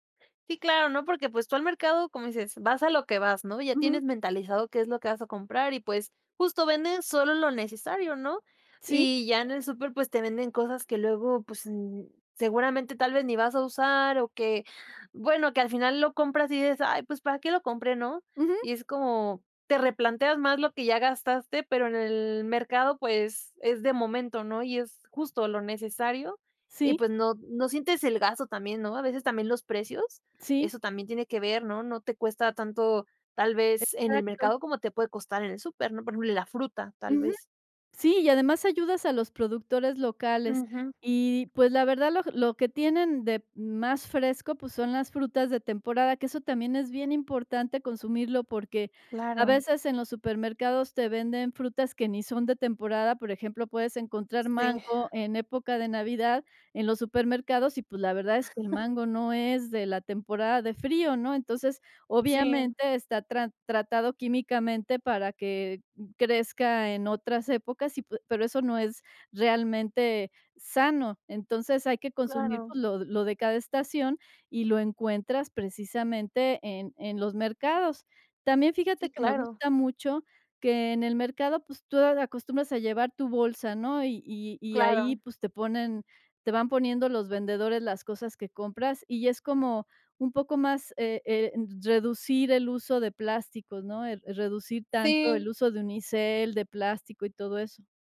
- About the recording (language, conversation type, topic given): Spanish, podcast, ¿Qué papel juegan los mercados locales en una vida simple y natural?
- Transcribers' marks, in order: chuckle